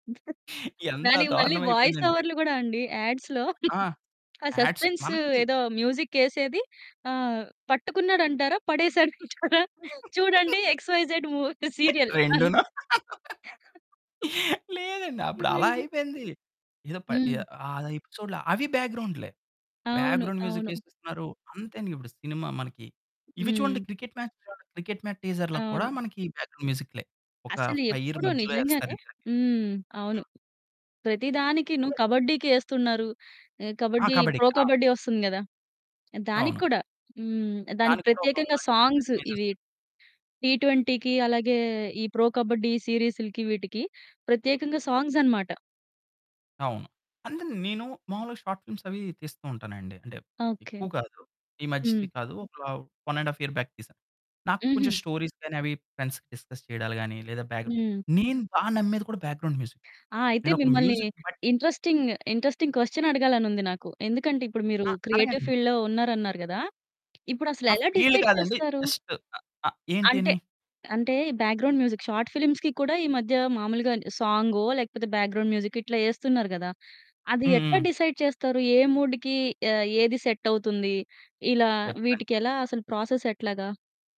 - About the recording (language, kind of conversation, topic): Telugu, podcast, సినిమాల నేపథ్య సంగీతం మీ జీవిత అనుభవాలపై ఎలా ప్రభావం చూపించింది?
- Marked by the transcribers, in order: laughing while speaking: "దానికి మళ్ళీ వాయిస్ ఓవర్లు కూడా … ఎక్స్‌వైజెడ్ మూ సీరియల్"; laughing while speaking: "ఎంత దారుణం అయిపోయిందండి"; in English: "వాయిస్"; in English: "యాడ్స్‌లో"; in English: "యాడ్స్"; in English: "మ్యూజిక్"; laugh; in English: "ఎక్స్‌వైజెడ్"; laughing while speaking: "రెండునా? లేదండి. అప్పుడు అలా అయిపోయింది ఏదో"; in English: "సీరియల్"; distorted speech; laughing while speaking: "నిజంగా"; in English: "బ్యాక్‌గ్రౌండ్ మ్యూజిక్"; other background noise; in English: "మ్యాచ్ టీజర్‌లో"; in English: "కమ్‌బ్యాక్ ఏలివేషన్"; in English: "టీ ట్వెంటీకి"; in English: "సాంగ్స్"; in English: "షార్ట్ ఫిల్మ్స్"; in English: "వన్ అండ్ హాఫ్ ఇయర్ బ్యాక్"; in English: "స్టోరీస్"; in English: "ఫ్రెండ్స్ డిస్కస్"; in English: "బ్యాక్‌గ్రౌండ్"; in English: "బ్యాక్‌గ్రౌండ్ మ్యూజిక్"; in English: "మ్యూజిక్"; in English: "ఇంట్రెస్టింగ్ ఇంట్రెస్టింగ్ క్వెషన్"; in English: "క్రియేటివ్ ఫీల్డ్‌లో"; in English: "ఫీల్డ్"; in English: "డిసైడ్"; in English: "జస్ట్"; in English: "బ్యాక్‌గ్రౌండ్ మ్యూజిక్ షార్ట్ ఫిల్మ్స్‌కి"; in English: "బ్యాక్‌గ్రౌండ్"; in English: "డిసైడ్"; in English: "మూడ్‌కి"; in English: "సెట్"; in English: "ప్రాసెస్"